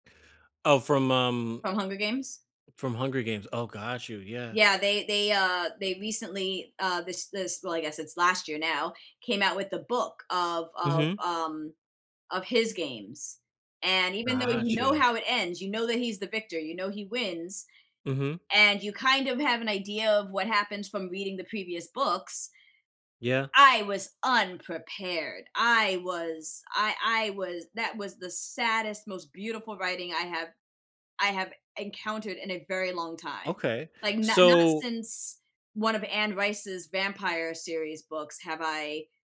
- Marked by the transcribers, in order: other background noise
- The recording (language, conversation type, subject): English, unstructured, When you start a new TV show or movie, what grabs your attention first, and why?
- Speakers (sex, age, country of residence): female, 40-44, United States; male, 35-39, United States